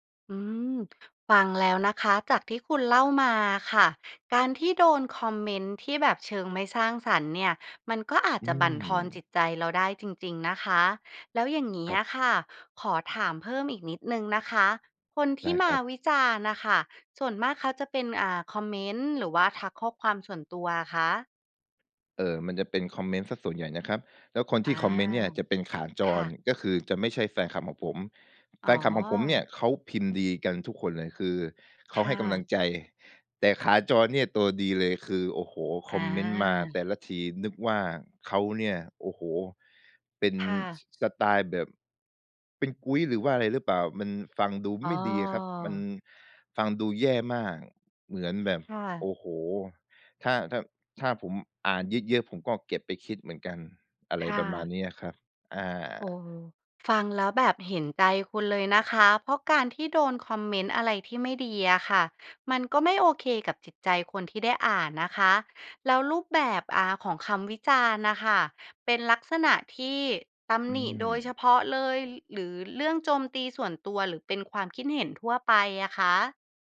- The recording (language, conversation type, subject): Thai, advice, คุณเคยได้รับคำวิจารณ์เกี่ยวกับงานสร้างสรรค์ของคุณบนสื่อสังคมออนไลน์ในลักษณะไหนบ้าง?
- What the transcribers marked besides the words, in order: none